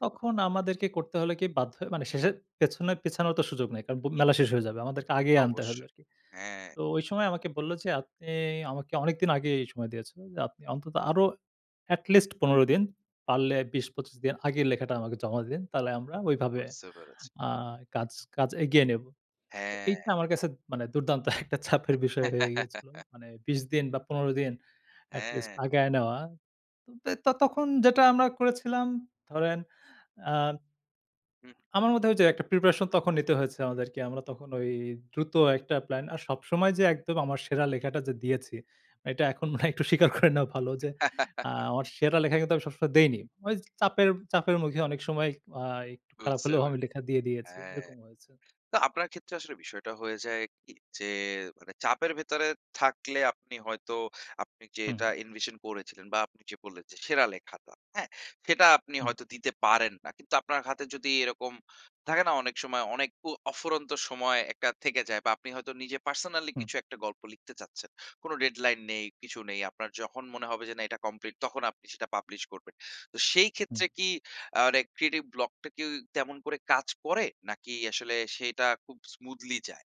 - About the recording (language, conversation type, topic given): Bengali, podcast, সৃজনশীলতার বাধা কাটাতে আপনার কৌশল কী?
- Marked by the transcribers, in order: other background noise; in English: "at list"; lip smack; laughing while speaking: "একটা চাপের বিষয় হয়ে গিয়েছিল"; chuckle; in English: "at list"; laughing while speaking: "মনে হয় একটু স্বীকার করে নেওয়া ভালো যে"; chuckle; in English: "invision"; unintelligible speech; in English: "creative block"; in English: "smoothly"